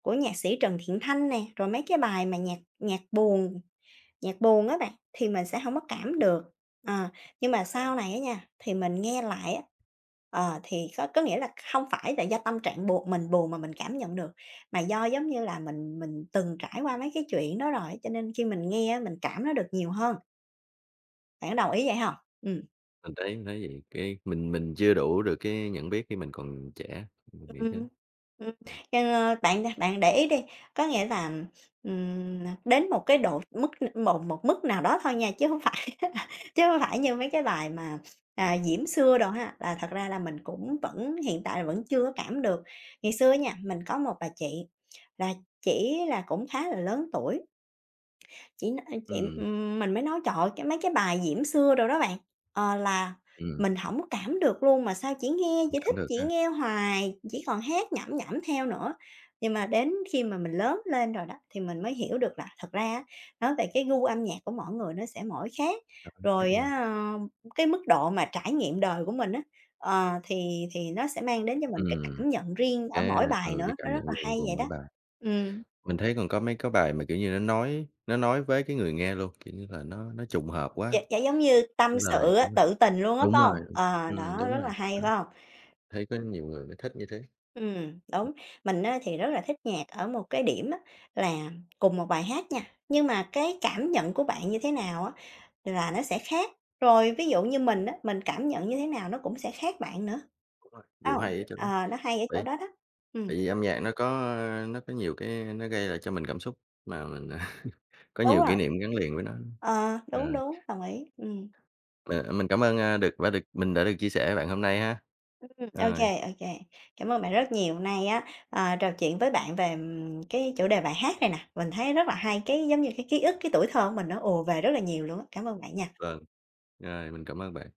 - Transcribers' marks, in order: other background noise; laughing while speaking: "phải là"; other noise; unintelligible speech; tapping; unintelligible speech; unintelligible speech; laugh
- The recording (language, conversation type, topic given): Vietnamese, podcast, Một bài hát gắn liền với những ký ức nào của bạn?
- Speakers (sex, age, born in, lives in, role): female, 55-59, Vietnam, Vietnam, guest; male, 25-29, Vietnam, Vietnam, host